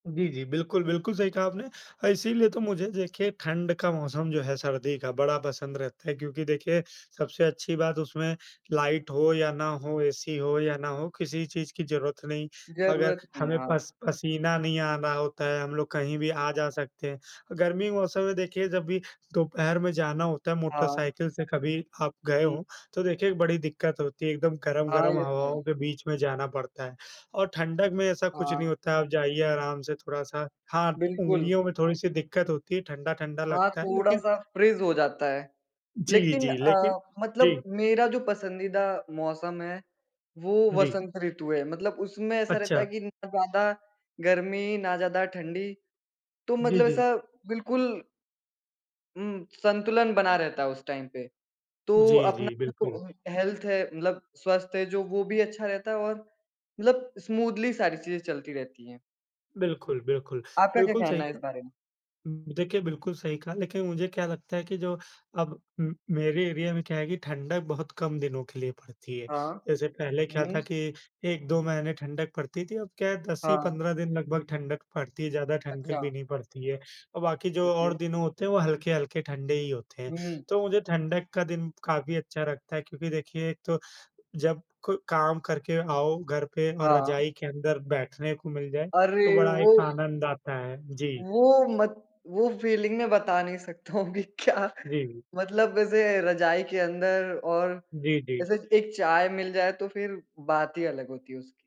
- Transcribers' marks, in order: in English: "फ्रीज़"; in English: "टाइम"; unintelligible speech; in English: "हेल्थ"; in English: "स्मूथली"; in English: "एरिया"; in English: "ओके"; in English: "फीलिंग"; laughing while speaking: "सकता हूँ कि क्या"
- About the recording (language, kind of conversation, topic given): Hindi, unstructured, आपको सबसे अच्छा कौन सा मौसम लगता है और क्यों?